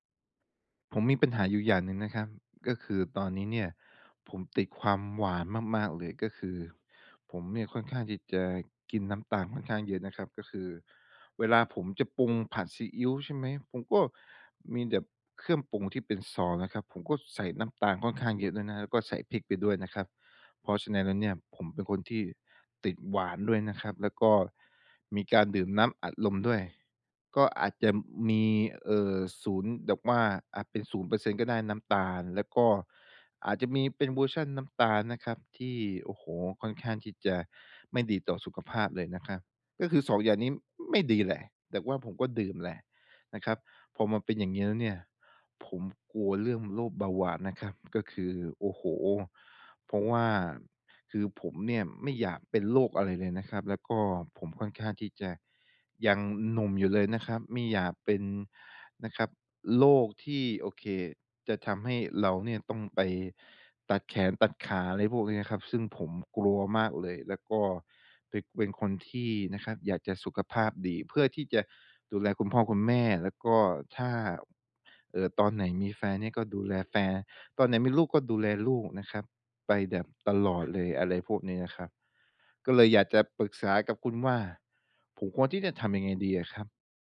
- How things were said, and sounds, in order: none
- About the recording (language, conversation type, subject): Thai, advice, คุณควรเริ่มลดการบริโภคน้ำตาลอย่างไร?